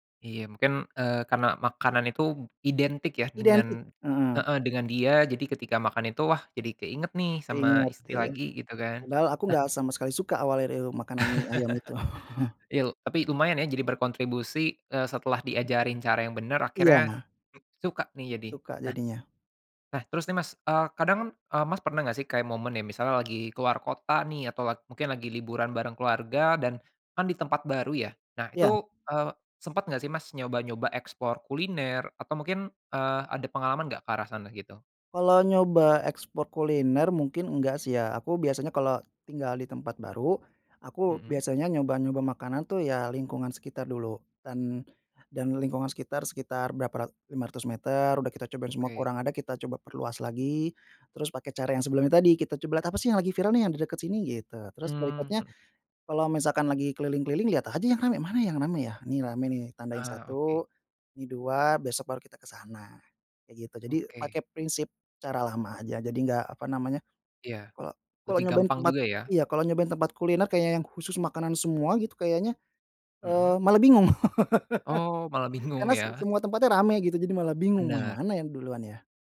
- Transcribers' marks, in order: laugh; chuckle; in English: "explore"; laugh; laughing while speaking: "bingung"
- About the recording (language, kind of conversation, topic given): Indonesian, podcast, Bagaimana cara kamu menemukan makanan baru yang kamu suka?